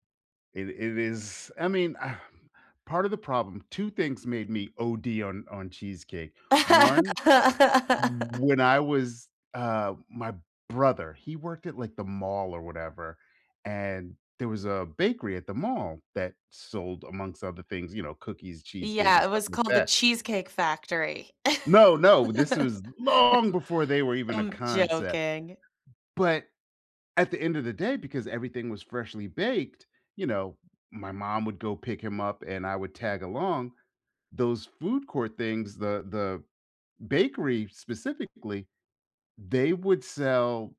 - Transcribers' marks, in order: laugh; stressed: "long"; laugh
- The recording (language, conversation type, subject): English, unstructured, What food-related memory makes you smile?